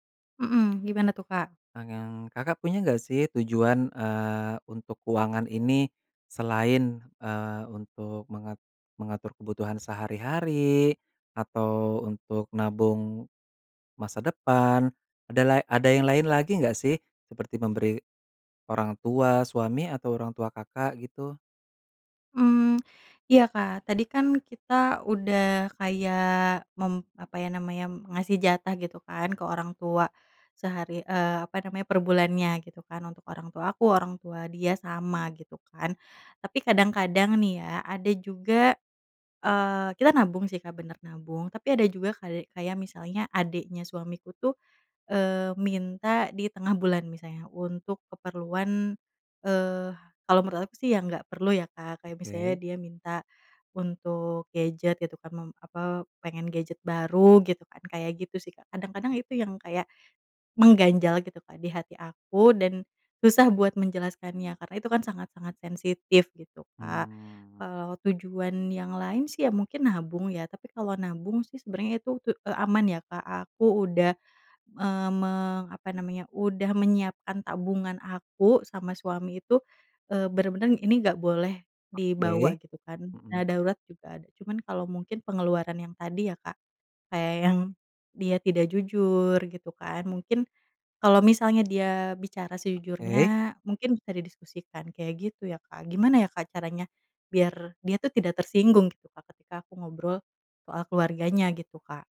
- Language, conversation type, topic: Indonesian, advice, Bagaimana cara mengatasi pertengkaran yang berulang dengan pasangan tentang pengeluaran rumah tangga?
- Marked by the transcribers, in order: unintelligible speech